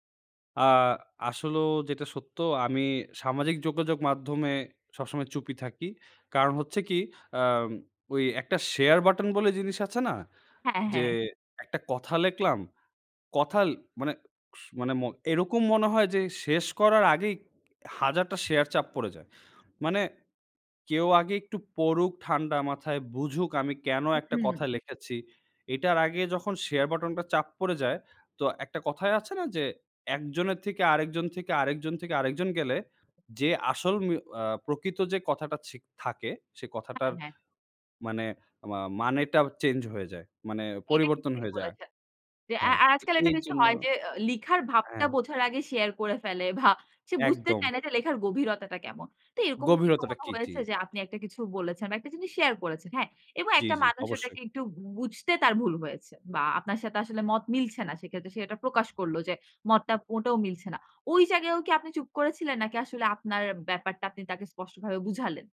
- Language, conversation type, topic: Bengali, podcast, চুপ করে থাকা কখন ও কেন ভুল বোঝাবুঝি বাড়ায় বলে আপনার মনে হয়?
- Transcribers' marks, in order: "ঠিক" said as "ছিক"